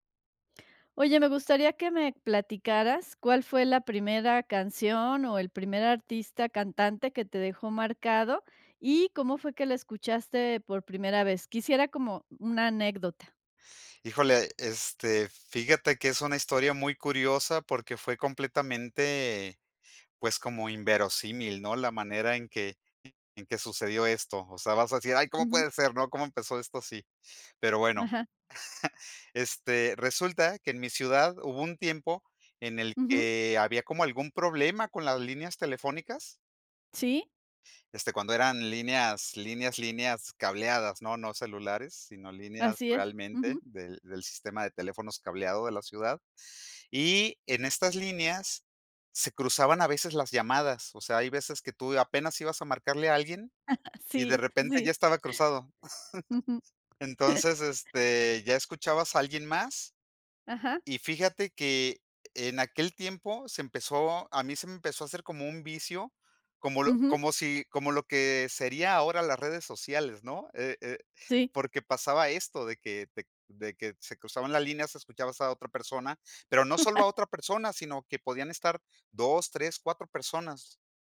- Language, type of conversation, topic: Spanish, podcast, ¿Cómo descubriste tu gusto musical?
- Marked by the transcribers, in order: laugh; laughing while speaking: "Sí, sí"; laugh; laugh